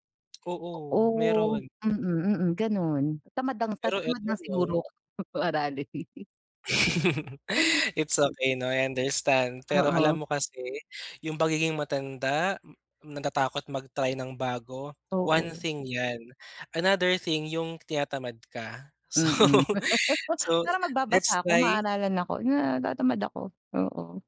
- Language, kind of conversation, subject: Filipino, advice, Paano ko haharapin ang takot na subukan ang bagong gawain?
- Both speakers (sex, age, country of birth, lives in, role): female, 40-44, Philippines, Philippines, user; male, 25-29, Philippines, Philippines, advisor
- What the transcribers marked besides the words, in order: other noise; laughing while speaking: "aralin"; laugh; laugh; laughing while speaking: "So"; tapping; bird